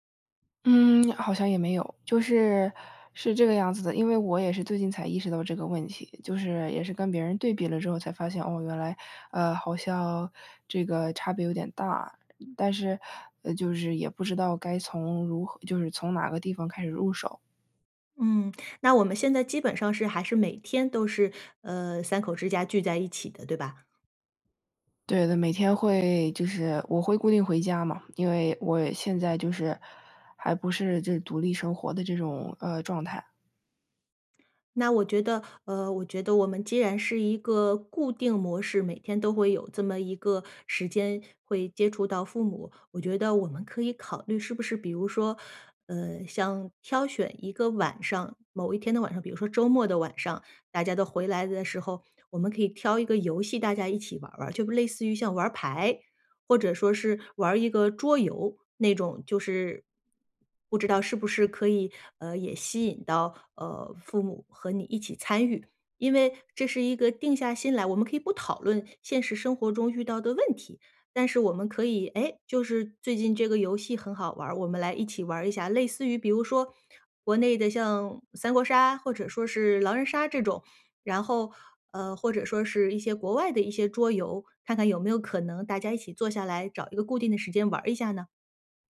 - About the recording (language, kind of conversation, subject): Chinese, advice, 我们怎样改善家庭的沟通习惯？
- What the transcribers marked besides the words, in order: other background noise